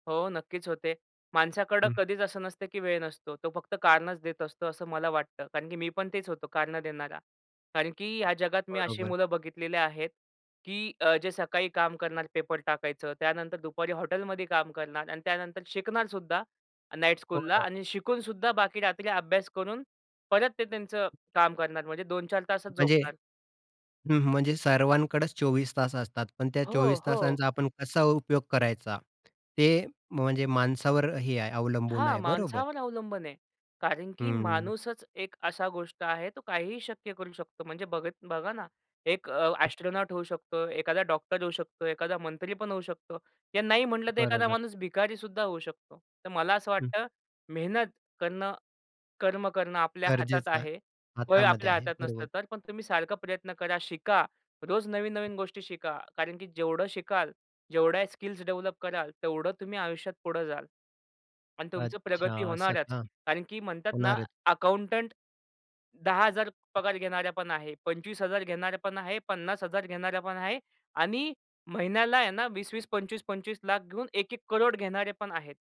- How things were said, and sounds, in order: other background noise; in English: "नाईट स्कूलला"; tapping; in English: "एस्ट्रोनॉट"; in English: "डेव्हलप"; in English: "अकाउंटंट"
- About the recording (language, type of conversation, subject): Marathi, podcast, आजीवन शिक्षणात वेळेचं नियोजन कसं करतोस?